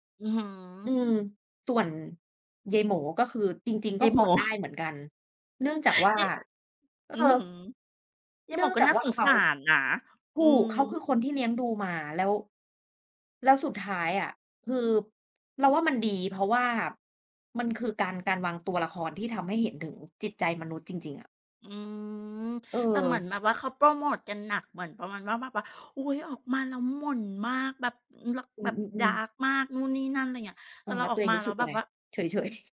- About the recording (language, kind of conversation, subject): Thai, unstructured, คุณเคยร้องไห้ตอนดูละครไหม และทำไมถึงเป็นแบบนั้น?
- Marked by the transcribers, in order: chuckle; in English: "ดาร์ก"